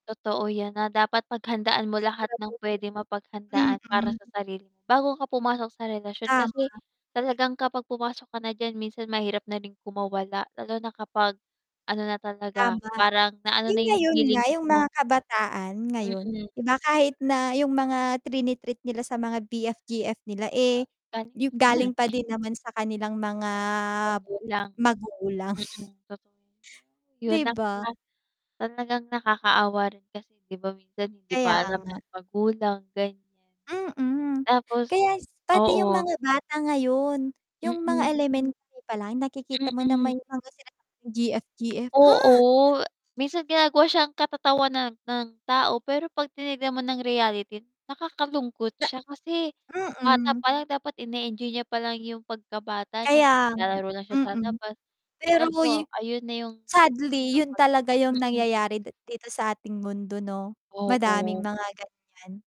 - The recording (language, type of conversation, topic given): Filipino, unstructured, Paano mo malalaman kung handa ka na sa isang relasyon?
- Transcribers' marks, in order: static; distorted speech; other background noise; drawn out: "mga"; scoff; tapping; mechanical hum